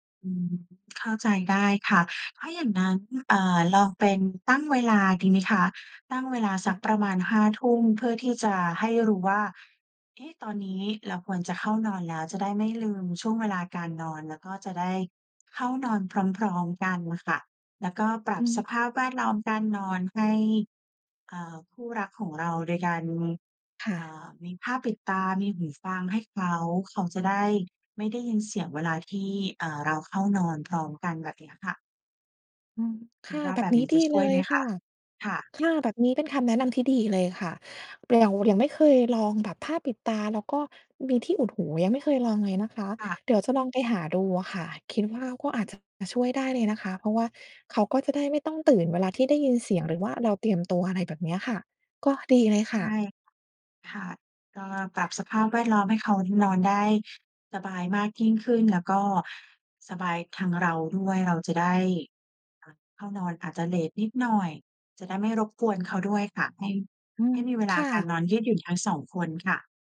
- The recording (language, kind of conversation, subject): Thai, advice, ต่างเวลาเข้านอนกับคนรักทำให้ทะเลาะกันเรื่องการนอน ควรทำอย่างไรดี?
- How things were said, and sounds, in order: tapping; "เรา" said as "เยา"; other background noise